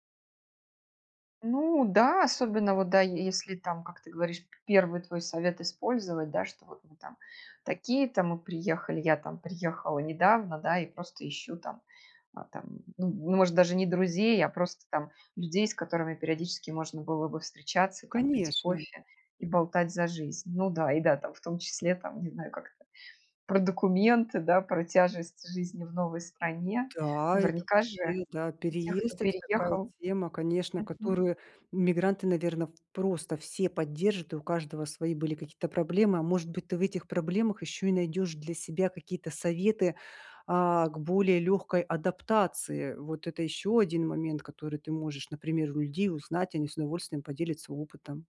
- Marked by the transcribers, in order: other background noise
- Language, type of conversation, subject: Russian, advice, Как преодолеть неуверенность, когда трудно заводить новые дружеские знакомства?